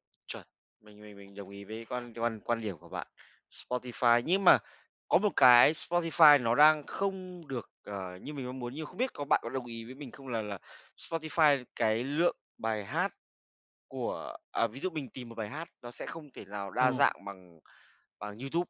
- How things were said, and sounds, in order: tapping
- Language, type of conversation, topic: Vietnamese, podcast, Bạn thường phát hiện ra nhạc mới bằng cách nào?